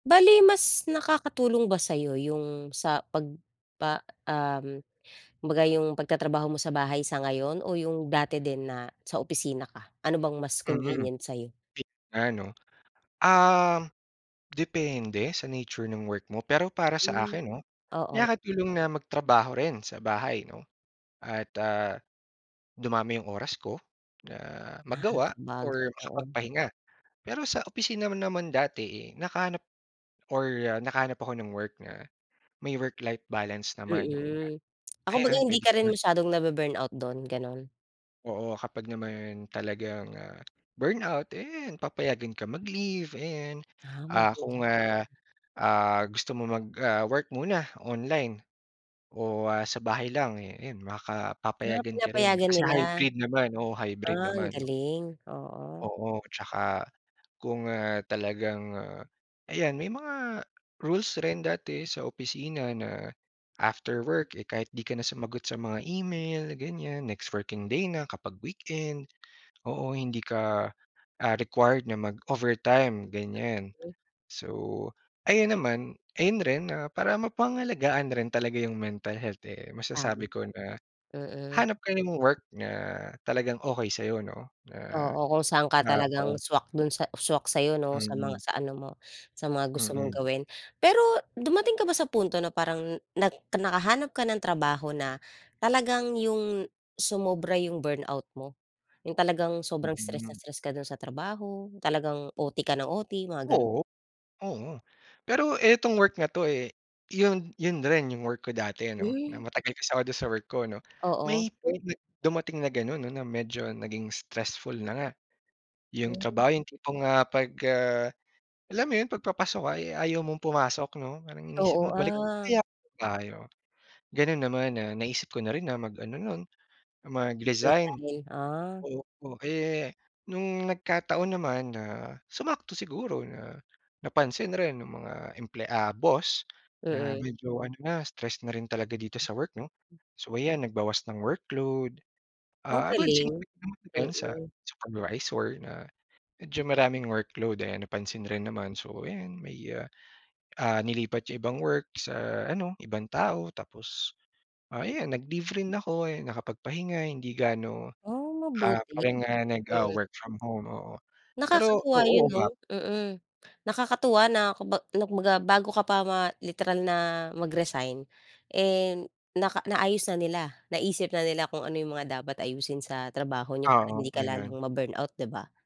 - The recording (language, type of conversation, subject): Filipino, podcast, Paano mo pinangangalagaan ang kalusugang pangkaisipan habang nagtatrabaho?
- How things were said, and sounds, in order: unintelligible speech; other background noise